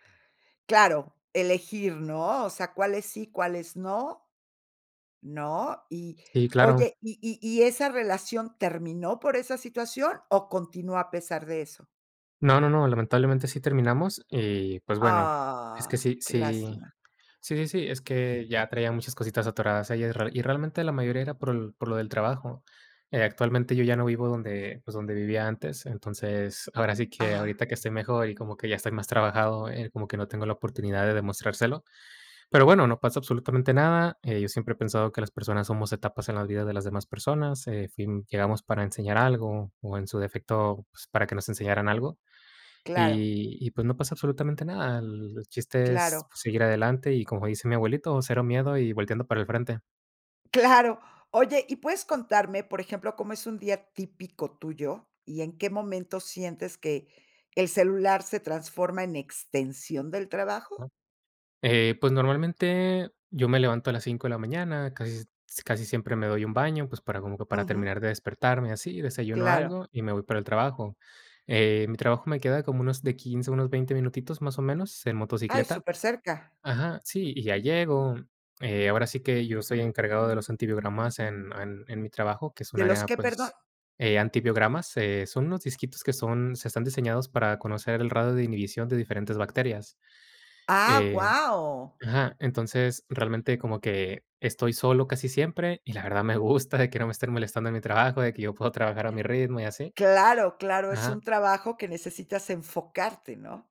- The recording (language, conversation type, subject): Spanish, podcast, ¿Cómo estableces límites entre el trabajo y tu vida personal cuando siempre tienes el celular a la mano?
- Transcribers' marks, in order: other background noise; drawn out: "Ah"; tapping; other noise